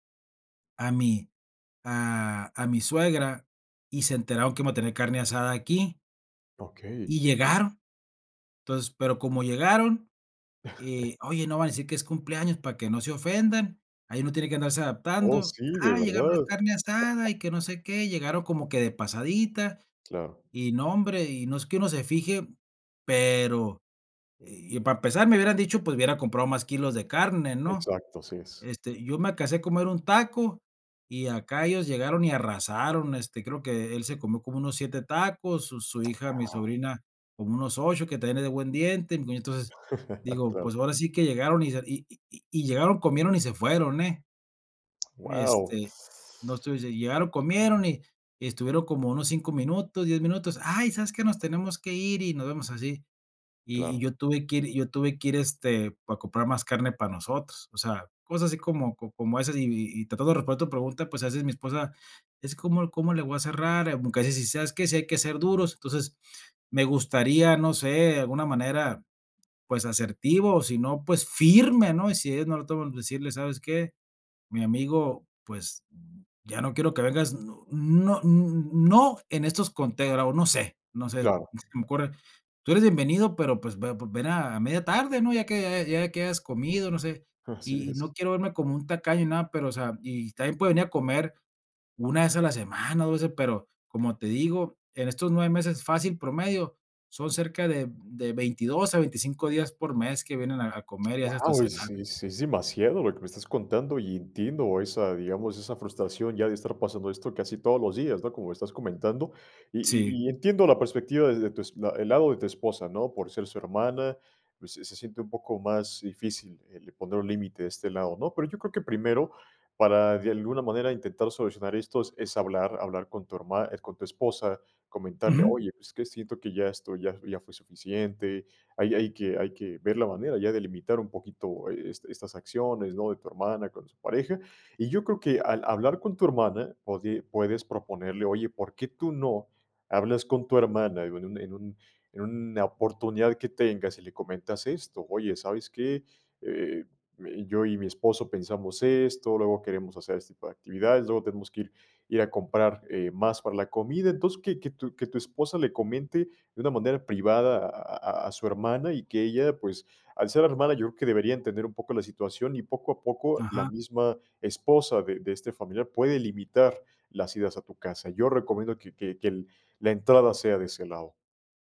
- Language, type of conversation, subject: Spanish, advice, ¿Cómo puedo establecer límites con un familiar invasivo?
- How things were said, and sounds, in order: chuckle; other background noise; tapping; chuckle; teeth sucking